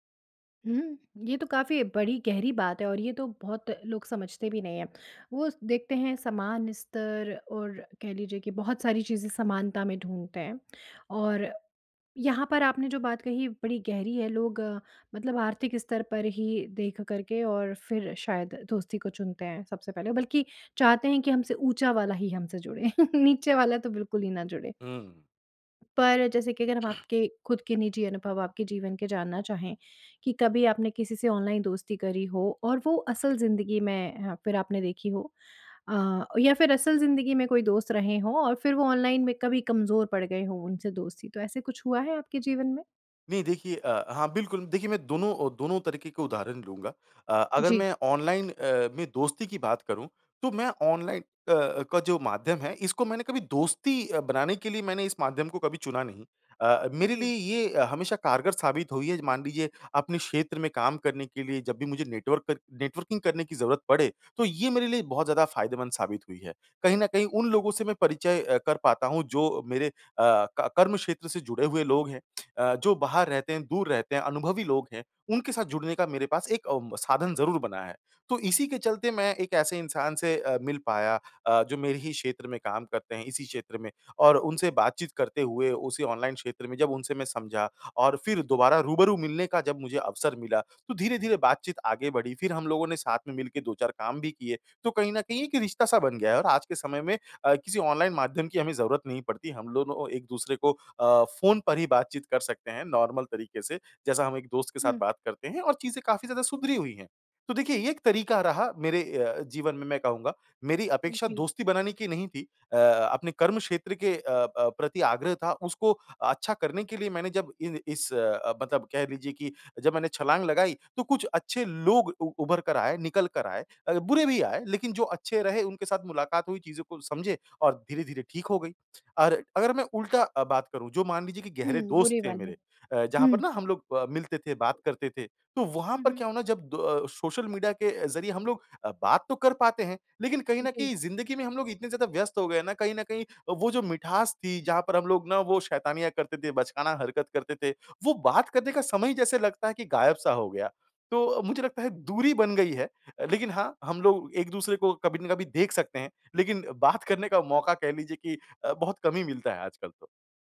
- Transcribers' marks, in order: tapping; chuckle; in English: "नेटवर्कर नेटवर्किंग"; in English: "नॉर्मल"
- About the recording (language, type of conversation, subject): Hindi, podcast, ऑनलाइन दोस्ती और असली दोस्ती में क्या फर्क लगता है?